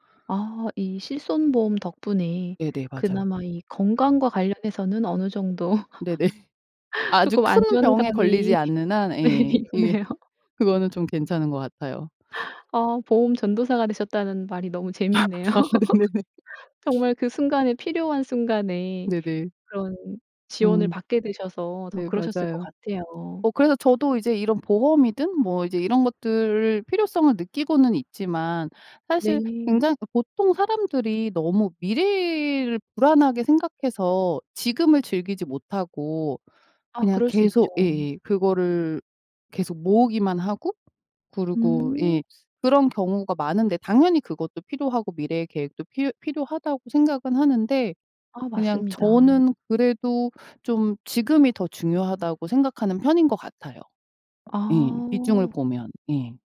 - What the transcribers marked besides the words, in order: laughing while speaking: "네네"; laugh; laughing while speaking: "네 있네요"; tapping; laugh; laughing while speaking: "재미있네요"; laugh; other background noise
- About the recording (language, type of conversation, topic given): Korean, podcast, 돈을 어디에 먼저 써야 할지 우선순위는 어떻게 정하나요?